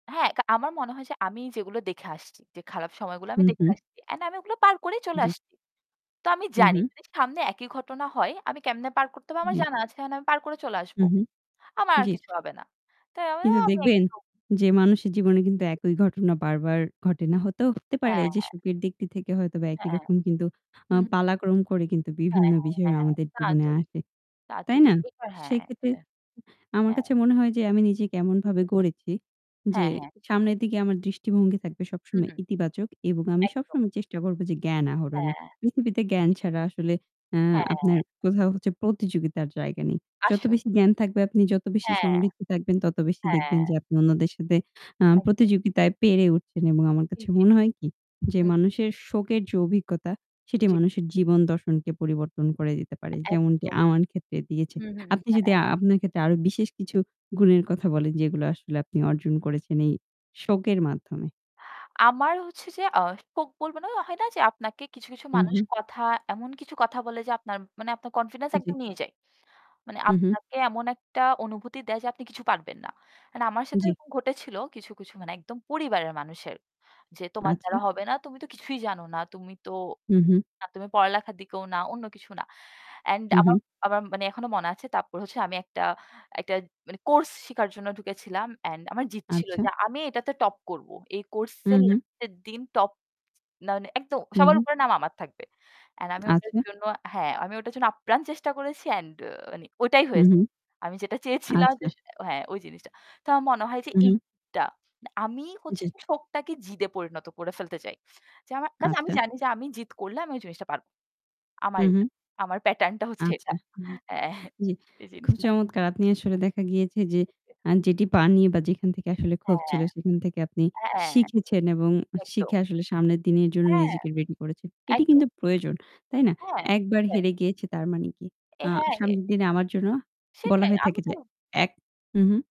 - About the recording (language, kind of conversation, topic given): Bengali, unstructured, শোক কি শুধু কষ্টই, নাকি এতে কিছু ভালো দিকও থাকে?
- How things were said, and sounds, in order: static; distorted speech; tapping; other background noise; other noise; unintelligible speech